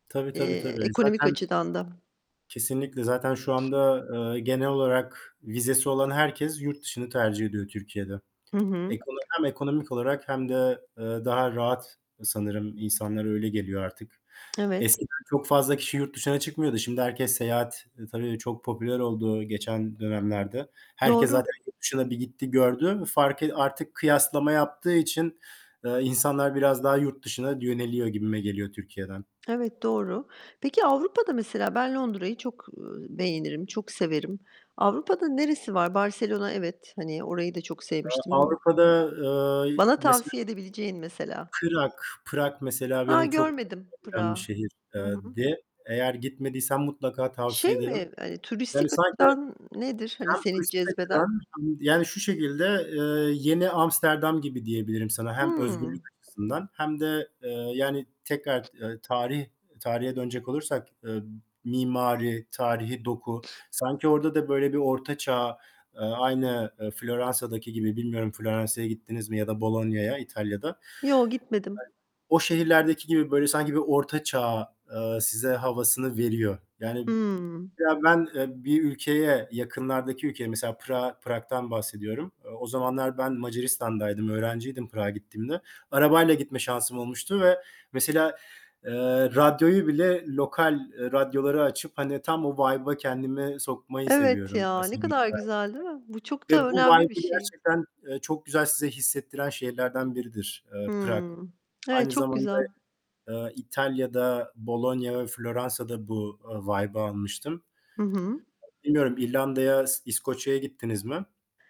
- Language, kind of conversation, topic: Turkish, unstructured, Seyahat etmek sana ne hissettiriyor ve en unutulmaz tatilin hangisiydi?
- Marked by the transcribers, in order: distorted speech; other background noise; tapping; other noise; unintelligible speech; unintelligible speech; in English: "vibe'a"; unintelligible speech; in English: "vibe'ı"; in English: "vibe'ı"; static